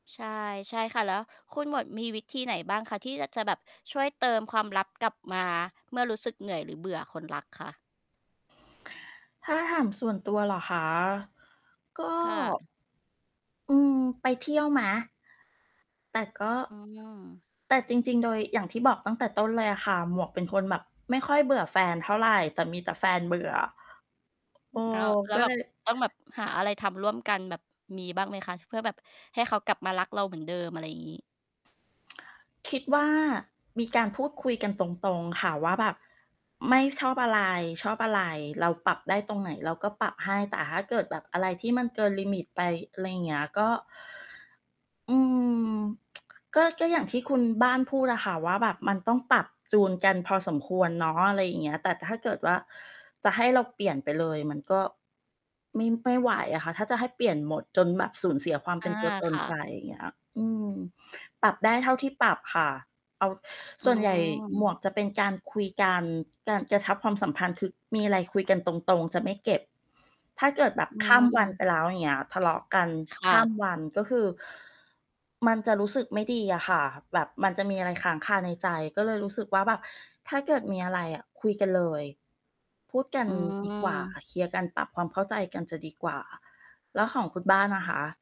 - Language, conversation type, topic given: Thai, unstructured, อะไรทำให้คนเราหมดใจจากคนรัก?
- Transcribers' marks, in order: tapping; static; tsk